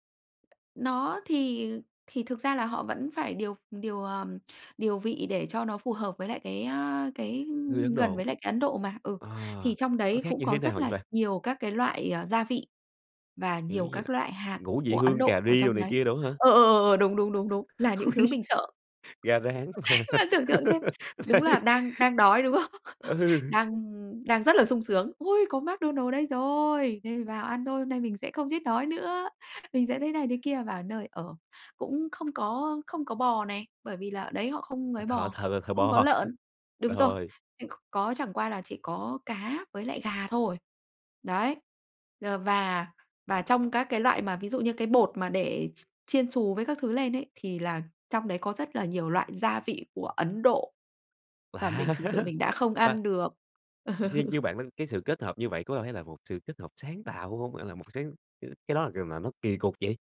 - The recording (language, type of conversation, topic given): Vietnamese, podcast, Bạn nghĩ gì về các món ăn lai giữa các nền văn hóa?
- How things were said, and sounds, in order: tapping; unintelligible speech; laugh; laughing while speaking: "mà. Đấy"; laughing while speaking: "Bạn"; laugh; other background noise; laughing while speaking: "đúng không?"; chuckle; chuckle; unintelligible speech; laughing while speaking: "Lạ"; chuckle; unintelligible speech